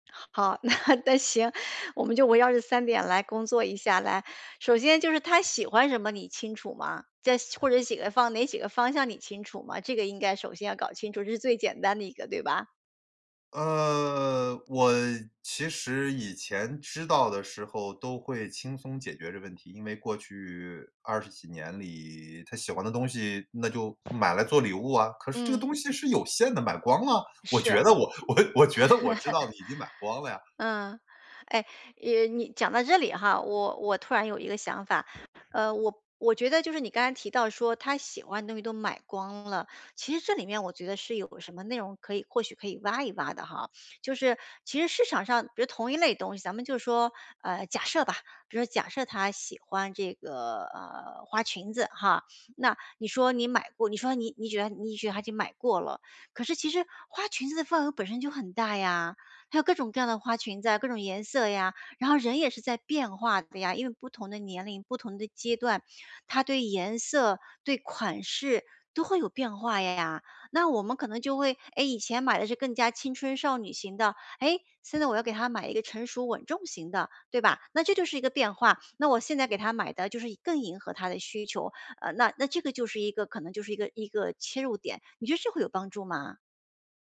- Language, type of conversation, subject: Chinese, advice, 我该怎么挑选既合适又有意义的礼物？
- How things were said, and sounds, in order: laughing while speaking: "那 那行"; "喜欢" said as "喜望"; other background noise; laughing while speaking: "我 我觉得我知道的"; chuckle